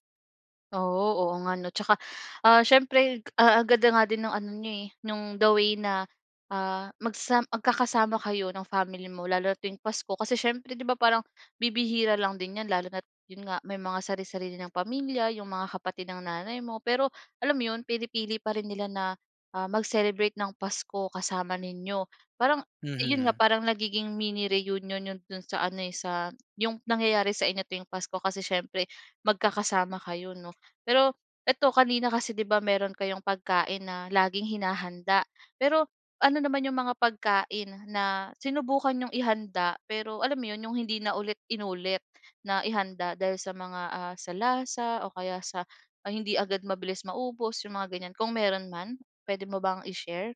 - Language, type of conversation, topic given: Filipino, podcast, Ano ang palaging nasa hapag ninyo tuwing Noche Buena?
- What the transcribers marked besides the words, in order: in English: "mini reunion"; other background noise